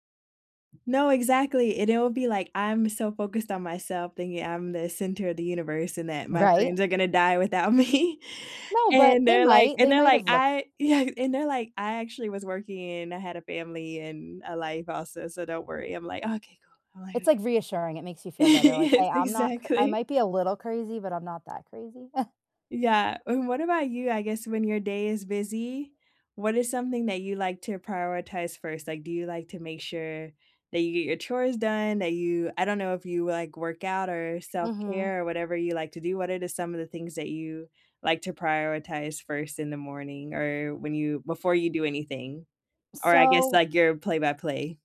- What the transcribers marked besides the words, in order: tapping; laughing while speaking: "me"; laughing while speaking: "yeah"; laugh; laughing while speaking: "Yes, exactly"; chuckle
- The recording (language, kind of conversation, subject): English, unstructured, How do you balance time, money, and meaning while nurturing your relationships?
- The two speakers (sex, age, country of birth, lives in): female, 30-34, United States, United States; female, 30-34, United States, United States